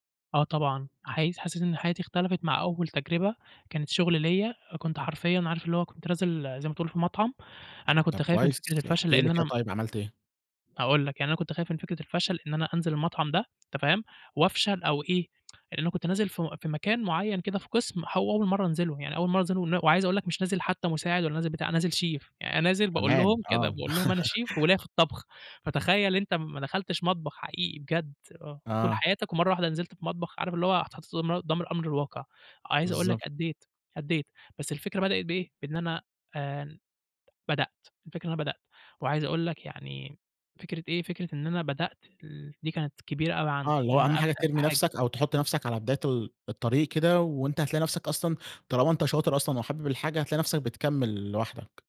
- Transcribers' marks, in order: other background noise; tsk; in English: "Chef"; laugh; in English: "Chef"; unintelligible speech
- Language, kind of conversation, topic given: Arabic, podcast, إزاي بتتعامل/ي مع الخوف من الفشل؟